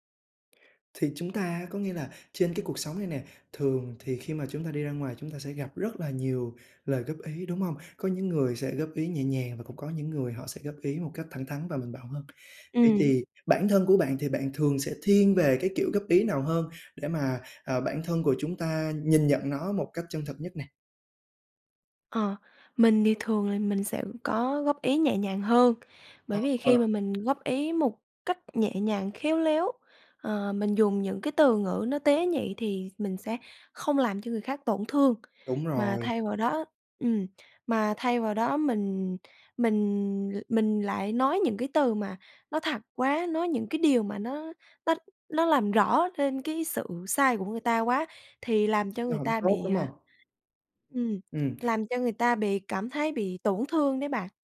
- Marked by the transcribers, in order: tapping
- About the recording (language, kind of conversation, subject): Vietnamese, podcast, Bạn thích được góp ý nhẹ nhàng hay thẳng thắn hơn?